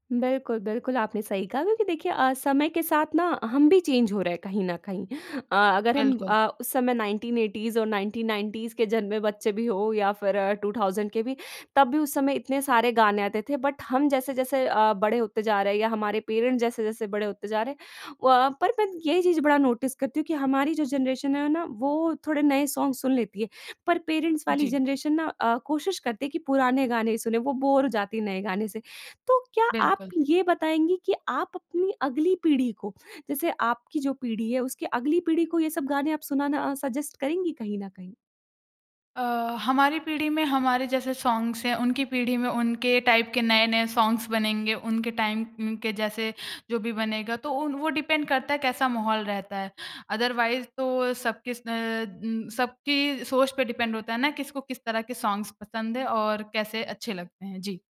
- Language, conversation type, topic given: Hindi, podcast, तुम्हारे लिए कौन सा गाना बचपन की याद दिलाता है?
- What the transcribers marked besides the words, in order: in English: "चेंज"; in English: "बट"; in English: "पेरेंट्स"; in English: "नोटिस"; in English: "जनरेशन"; in English: "सॉन्ग"; in English: "पेरेंट्स"; in English: "जनरेशन"; in English: "बोर"; in English: "सजेस्ट"; in English: "सॉन्ग्स"; in English: "टाइप"; in English: "सॉन्ग्स"; in English: "टाइम"; in English: "डिपेंड"; in English: "अदरवाइज़"; in English: "डिपेंड"; in English: "सॉन्ग्स"